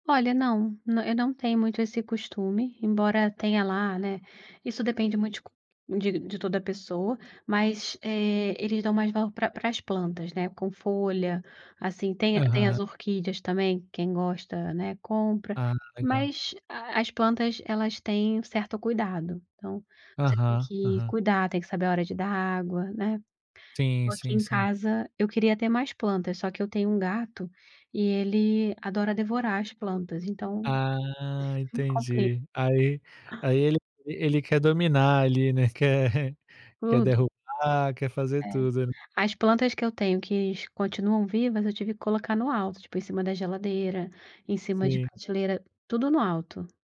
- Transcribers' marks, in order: tapping; chuckle; chuckle
- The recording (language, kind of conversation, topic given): Portuguese, podcast, Como você aplica observações da natureza no seu dia a dia?